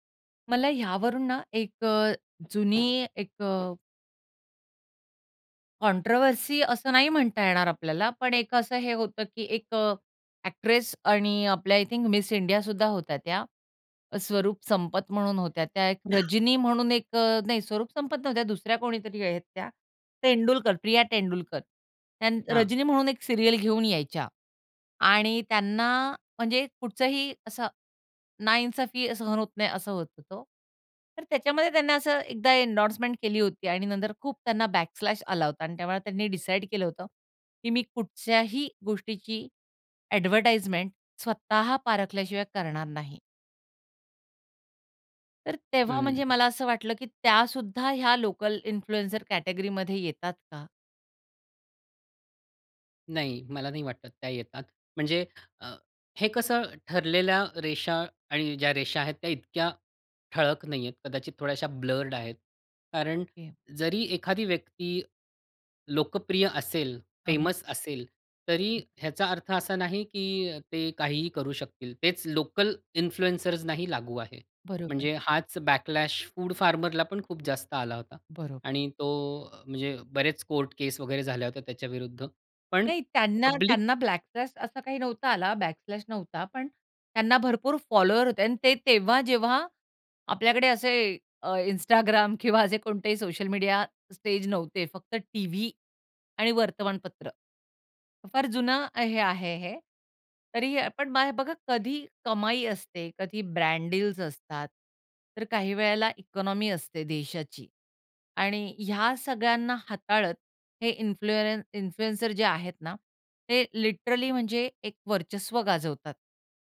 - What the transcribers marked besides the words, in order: other background noise; in English: "कॉन्ट्रोव्हर्सी"; in English: "आय थिंक मिस इंडिया"; cough; in Hindi: "नाइंसाफ़ी"; in English: "एंडोर्समेंट"; in English: "बॅक स्लॅश"; in English: "एडव्हर्टाइजमेंट"; in English: "इन्फ्लुएन्झर कॅटेगरीमध्ये"; in English: "ब्लर्ड"; in English: "फेमस"; in English: "इन्फ्लुएंसर्सनाही"; in English: "बॅकलॅश फूड फार्मरला"; in English: "पब्लिक"; in English: "बॅकलॅश"; in English: "बॅकलॅश"; in English: "फॉलोवर"; in English: "इकॉनॉमी"; in English: "इन्फ्लू इन्फ्लुएन्सर"; in English: "लिटरली"
- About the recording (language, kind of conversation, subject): Marathi, podcast, लोकल इन्फ्लुएंसर आणि ग्लोबल स्टारमध्ये फरक कसा वाटतो?